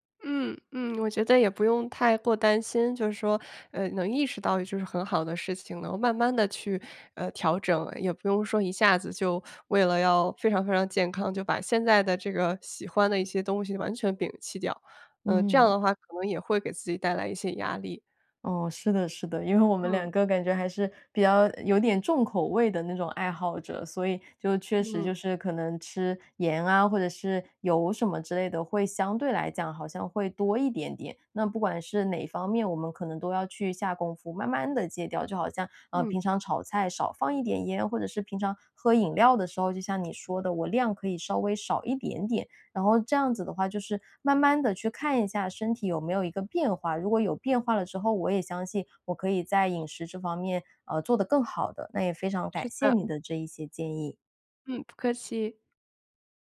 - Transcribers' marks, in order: none
- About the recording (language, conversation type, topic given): Chinese, advice, 怎样通过调整饮食来改善睡眠和情绪？